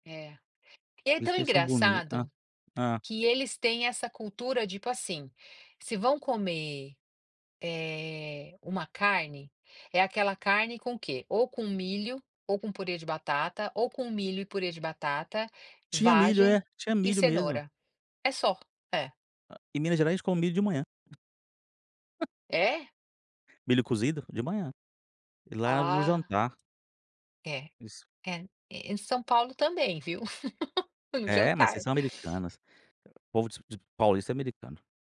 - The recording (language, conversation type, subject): Portuguese, podcast, Como a comida ajuda a manter sua identidade cultural?
- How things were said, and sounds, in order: other noise; tapping; chuckle; laugh